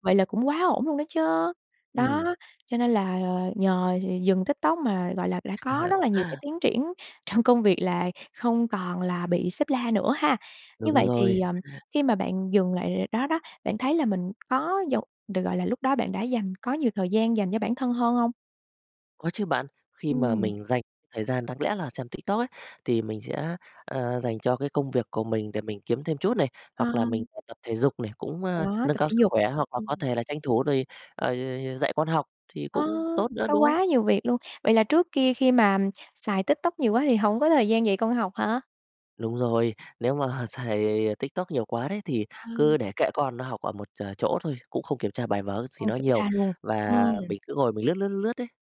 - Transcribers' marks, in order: tapping; laugh; laughing while speaking: "trong"; unintelligible speech; laughing while speaking: "mà"
- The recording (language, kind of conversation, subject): Vietnamese, podcast, Bạn đã bao giờ tạm ngừng dùng mạng xã hội một thời gian chưa, và bạn cảm thấy thế nào?